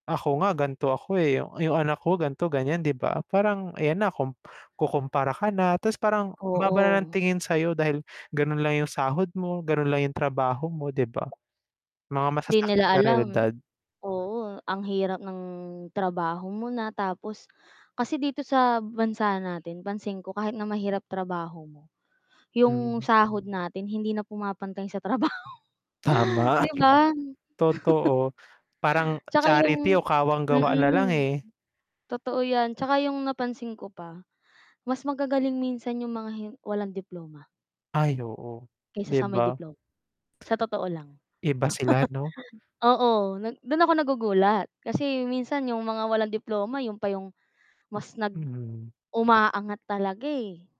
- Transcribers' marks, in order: mechanical hum; static; other noise; distorted speech; tapping; other background noise; laughing while speaking: "trabaho"; background speech; chuckle; chuckle
- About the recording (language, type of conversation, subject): Filipino, unstructured, Ano ang masasabi mo tungkol sa diskriminasyon sa trabaho?